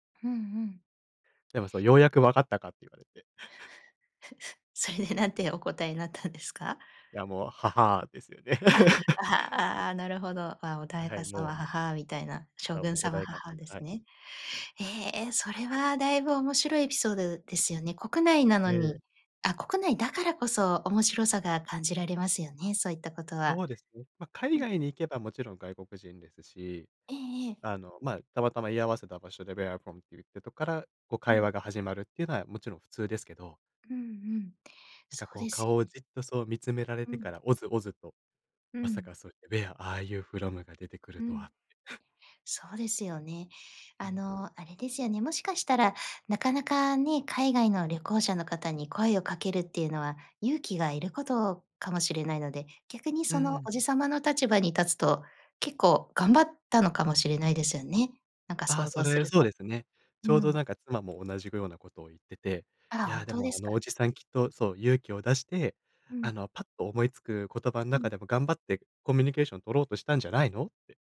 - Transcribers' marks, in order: tapping; chuckle; laugh; "お代官様" said as "おだいかさま"; chuckle; put-on voice: "Where are you from?"; in English: "Where are you from?"; in English: "ウェア、アーユーフロム？"; chuckle
- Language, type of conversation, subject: Japanese, podcast, 旅先で出会った面白い人について、どんなエピソードがありますか？